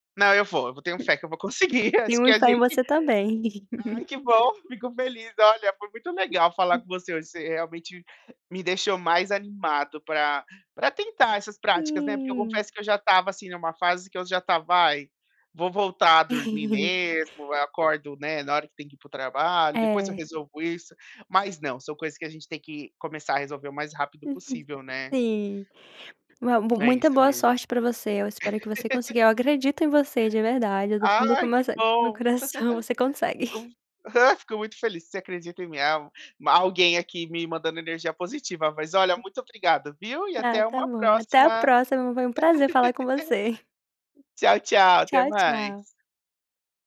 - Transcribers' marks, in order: unintelligible speech; laugh; unintelligible speech; chuckle; unintelligible speech; laugh; laugh; unintelligible speech; laugh
- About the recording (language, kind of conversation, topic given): Portuguese, advice, Como posso criar uma rotina matinal revigorante para acordar com mais energia?